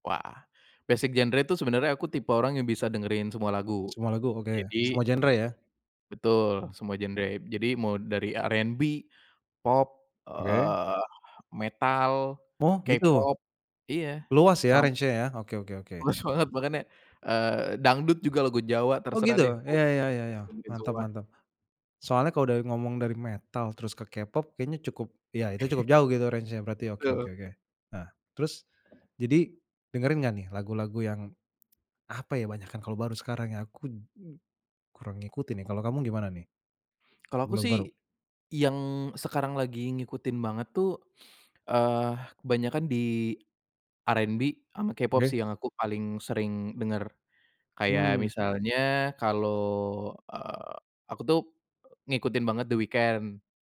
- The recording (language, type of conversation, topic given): Indonesian, podcast, Bagaimana prosesmu menemukan lagu baru yang kamu suka?
- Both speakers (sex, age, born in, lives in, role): male, 25-29, Indonesia, Indonesia, guest; male, 35-39, Indonesia, Indonesia, host
- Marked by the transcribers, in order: in English: "basic genre"; in English: "range-nya"; laughing while speaking: "Luas banget"; chuckle; in English: "range-nya"; tapping